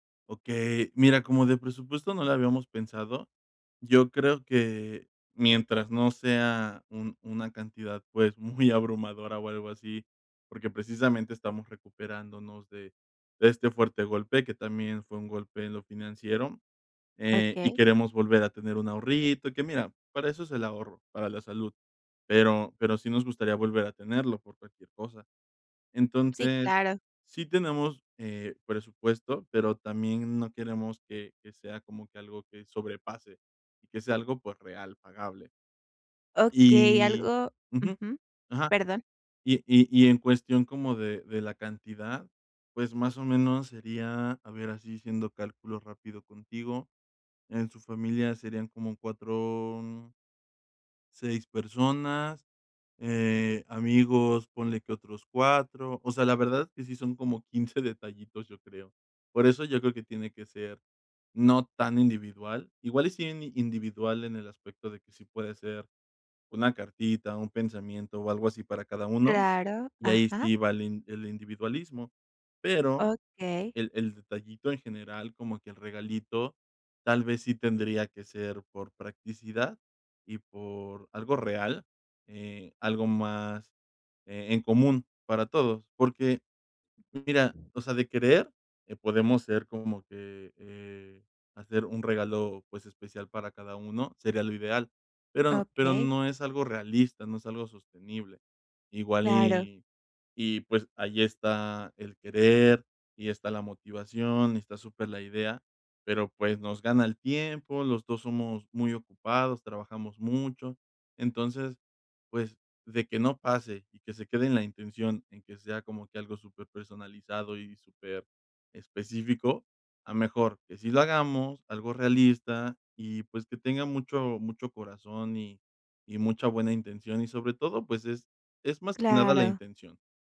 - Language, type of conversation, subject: Spanish, advice, ¿Cómo puedo comprar un regalo memorable sin conocer bien sus gustos?
- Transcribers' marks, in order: none